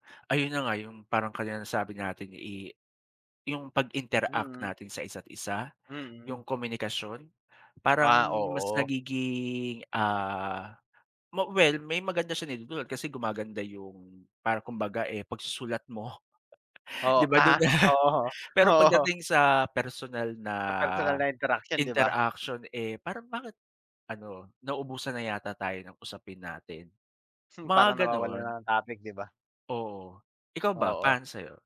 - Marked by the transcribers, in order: laughing while speaking: "Oo, oo"; tapping; laugh
- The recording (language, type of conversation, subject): Filipino, unstructured, Ano ang masasabi mo tungkol sa labis nating pagdepende sa teknolohiya?